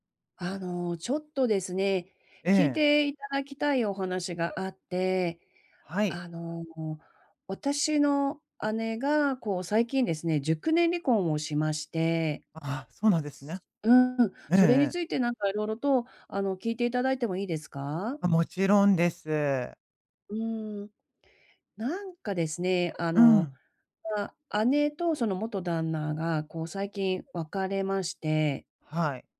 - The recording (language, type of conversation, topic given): Japanese, advice, 別れで失った自信を、日々の習慣で健康的に取り戻すにはどうすればよいですか？
- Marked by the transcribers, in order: none